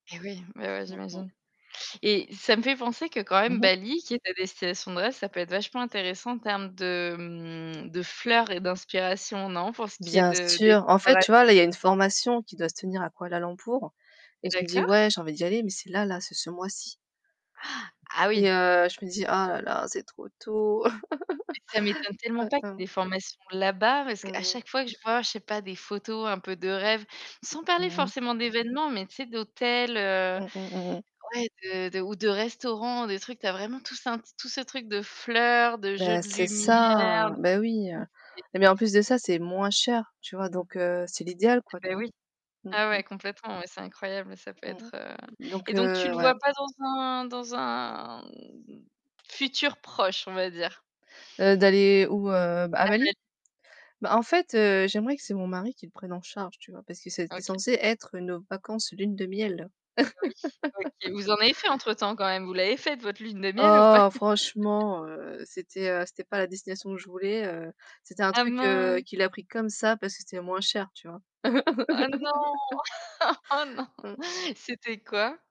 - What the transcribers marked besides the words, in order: distorted speech; other background noise; unintelligible speech; gasp; chuckle; unintelligible speech; unintelligible speech; tapping; unintelligible speech; chuckle; laugh; chuckle; laughing while speaking: "Oh, non !"
- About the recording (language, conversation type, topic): French, unstructured, As-tu une destination de rêve que tu aimerais visiter un jour ?